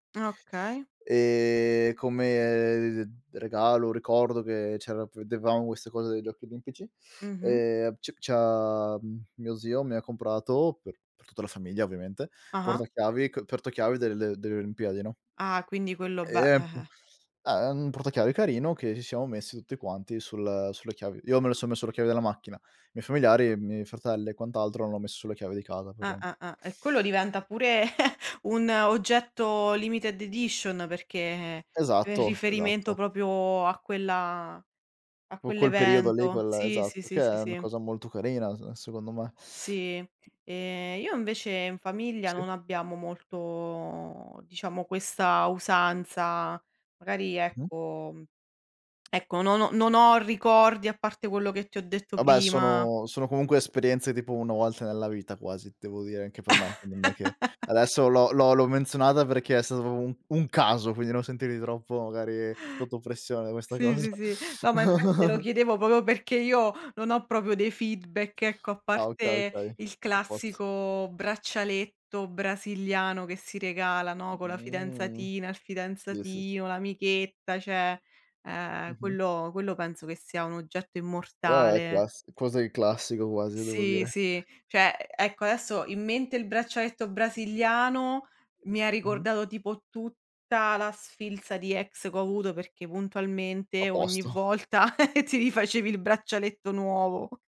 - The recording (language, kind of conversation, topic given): Italian, unstructured, Hai un oggetto che ti ricorda un momento speciale?
- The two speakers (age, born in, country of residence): 25-29, Italy, Italy; 30-34, Italy, Italy
- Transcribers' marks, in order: other background noise; chuckle; in English: "limited edition"; teeth sucking; tapping; tongue click; laugh; "proprio" said as "propo"; chuckle; "proprio" said as "popo"; in English: "feedback"; laughing while speaking: "Apposto"; drawn out: "Mh"; "cioè" said as "ceh"; chuckle